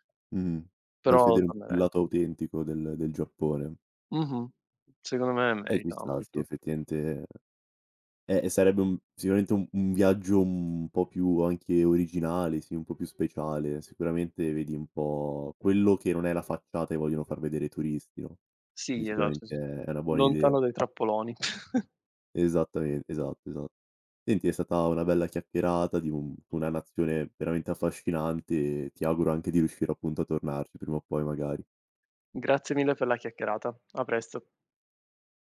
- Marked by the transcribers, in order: other background noise; "quindi" said as "ndi"; laugh; tapping
- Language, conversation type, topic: Italian, podcast, Quale città o paese ti ha fatto pensare «tornerò qui» e perché?